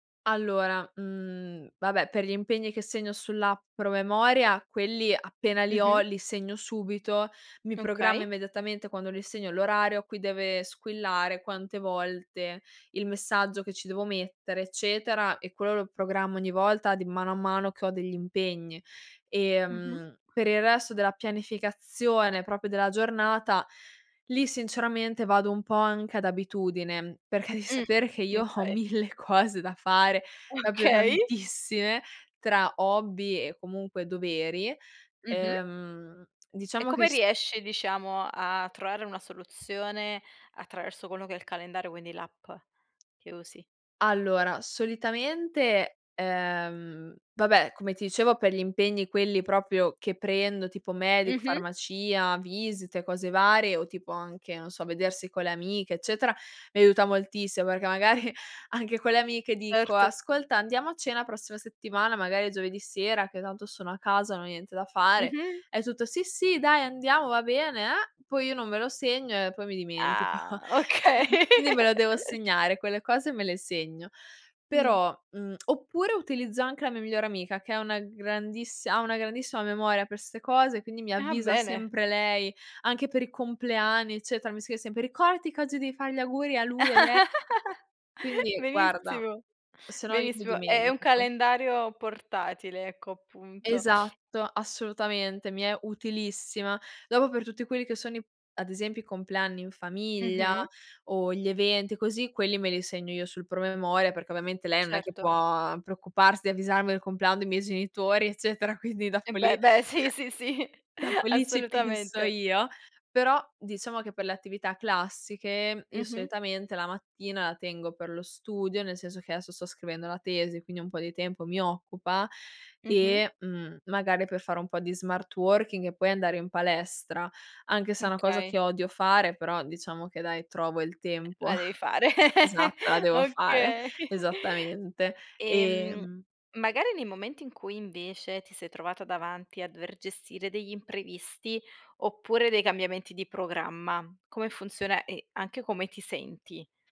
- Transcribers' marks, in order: "devi" said as "evi"; laughing while speaking: "ho mille cose da"; tapping; laughing while speaking: "perché magari"; laughing while speaking: "okay"; laugh; laugh; sniff; laughing while speaking: "sì, sì, sì"; laughing while speaking: "quindi dopo lì dopo lì ci penso"; chuckle; in English: "smart working"; "okay" said as "kay"; unintelligible speech; laugh; laughing while speaking: "Okay"; chuckle
- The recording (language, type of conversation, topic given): Italian, podcast, Come programmi la tua giornata usando il calendario?